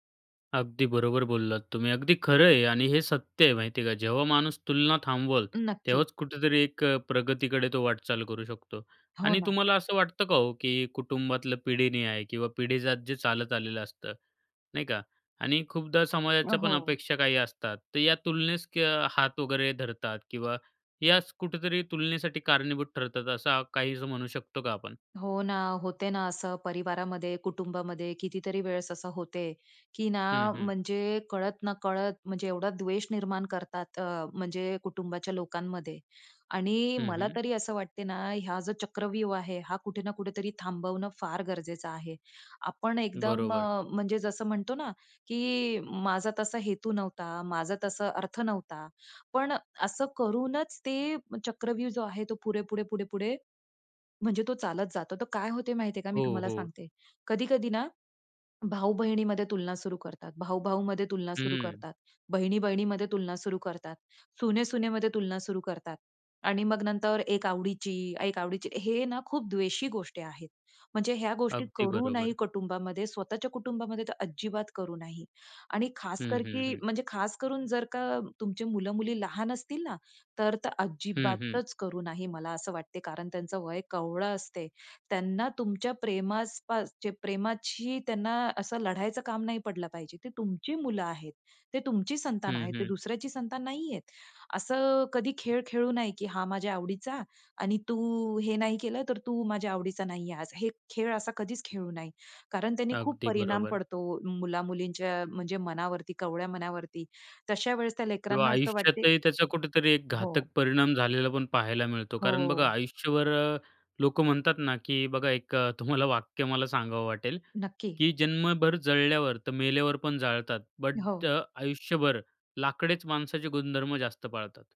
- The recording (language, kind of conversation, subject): Marathi, podcast, तुम्ही स्वतःची तुलना थांबवण्यासाठी काय करता?
- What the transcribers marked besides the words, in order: sad: "हो ना, होते ना असं … म्हणजे कुटुंबाच्या लोकांमध्ये"; stressed: "अजिबात"; in English: "बट"